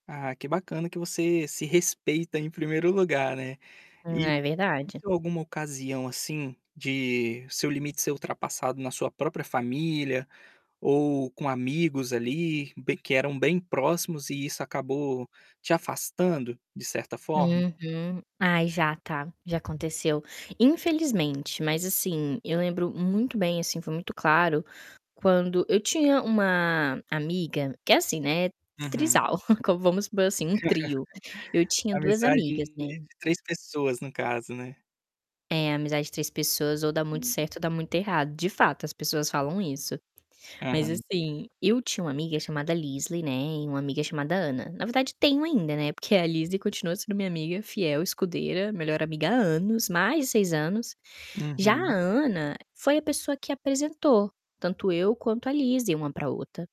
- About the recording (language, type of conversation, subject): Portuguese, podcast, Como você lida com pessoas que violam seus limites repetidamente?
- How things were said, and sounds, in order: distorted speech; chuckle; laugh; static